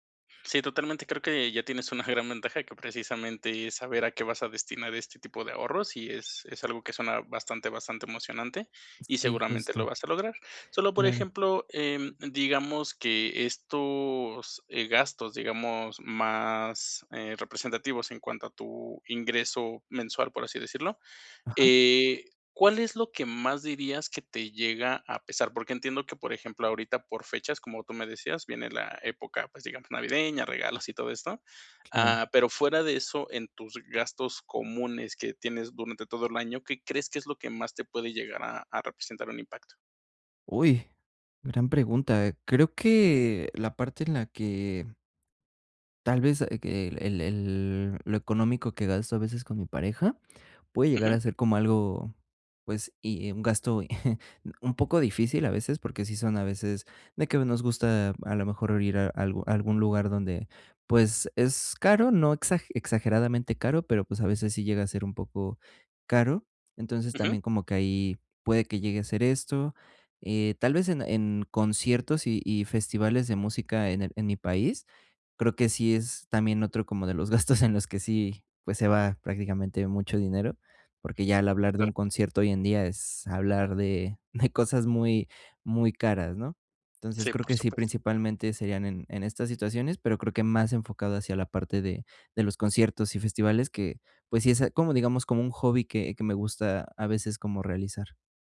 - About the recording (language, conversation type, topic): Spanish, advice, ¿Cómo puedo ahorrar sin sentir que me privo demasiado?
- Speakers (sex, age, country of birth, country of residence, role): male, 20-24, Mexico, Mexico, user; male, 30-34, Mexico, Mexico, advisor
- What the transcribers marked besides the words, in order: laughing while speaking: "gran"; chuckle; laughing while speaking: "gastos"; other background noise; laughing while speaking: "cosas"